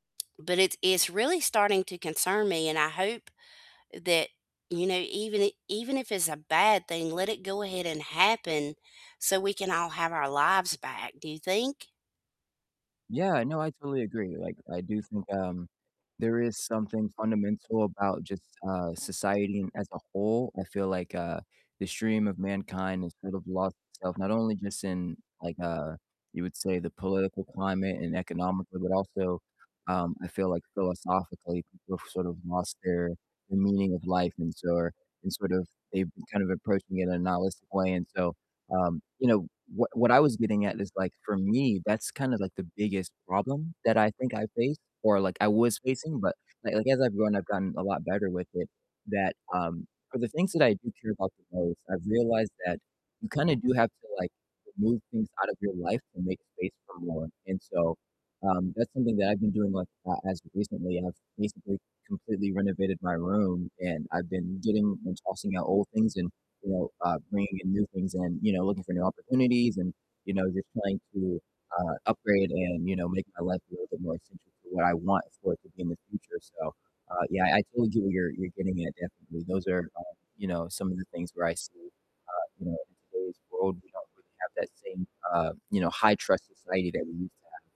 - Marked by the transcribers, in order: distorted speech; static
- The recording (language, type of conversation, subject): English, unstructured, What will you stop doing this year to make room for what matters most to you?